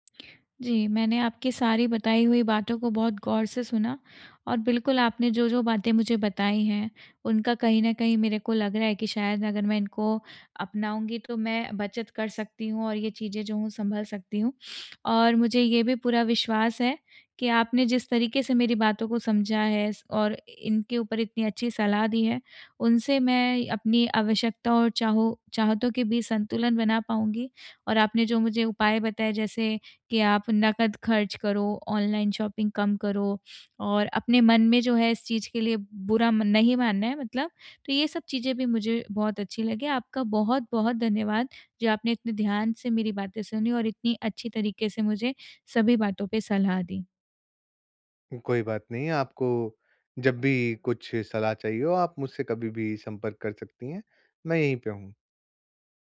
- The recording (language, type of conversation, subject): Hindi, advice, आप आवश्यकताओं और चाहतों के बीच संतुलन बनाकर सोच-समझकर खर्च कैसे कर सकते हैं?
- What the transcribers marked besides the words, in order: in English: "शॉपिंग"